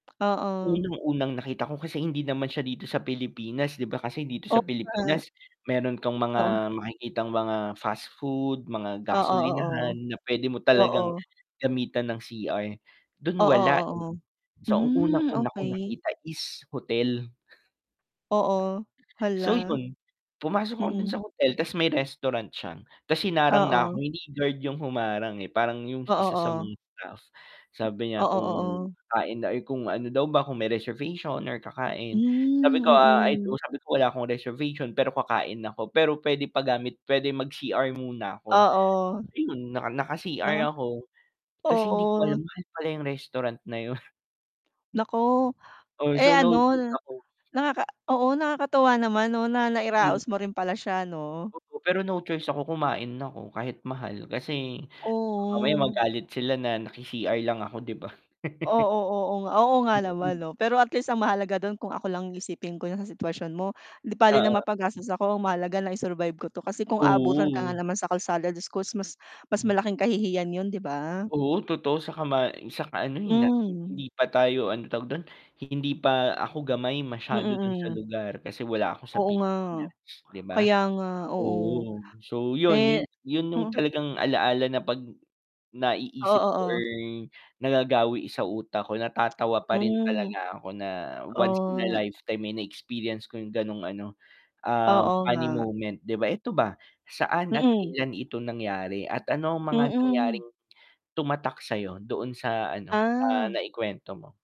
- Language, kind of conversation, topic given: Filipino, unstructured, Ano ang paborito mong alaala sa isang paglalakbay?
- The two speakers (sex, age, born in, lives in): female, 40-44, Philippines, Philippines; male, 25-29, Philippines, Philippines
- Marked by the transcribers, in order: static; distorted speech; "staff" said as "taff"; chuckle; tapping